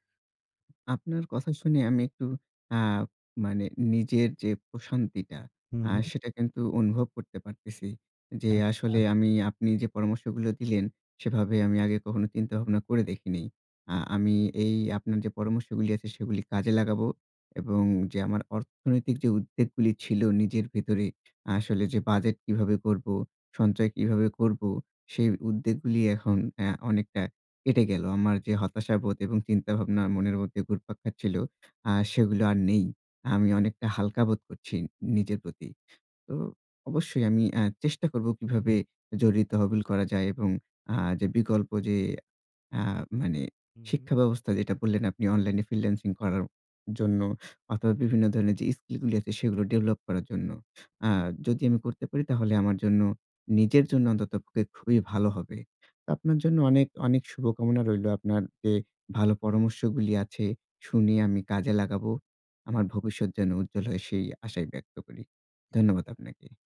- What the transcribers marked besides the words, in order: tapping
- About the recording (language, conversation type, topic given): Bengali, advice, আর্থিক দুশ্চিন্তা কমাতে আমি কীভাবে বাজেট করে সঞ্চয় শুরু করতে পারি?